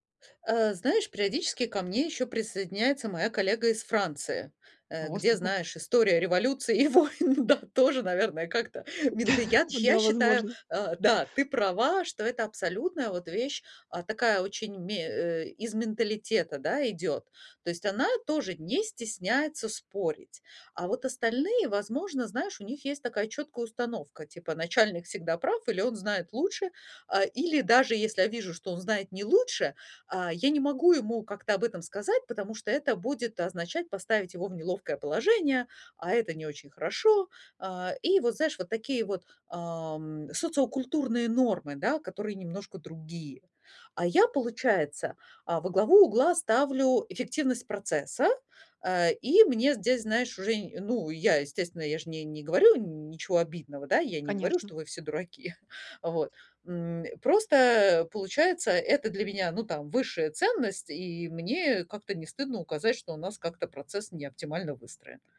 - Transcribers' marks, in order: laughing while speaking: "войн да"; chuckle; background speech; tapping
- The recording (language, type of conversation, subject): Russian, advice, Как мне улучшить свою профессиональную репутацию на работе?
- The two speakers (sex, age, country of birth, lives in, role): female, 40-44, Russia, Italy, advisor; female, 45-49, Russia, Spain, user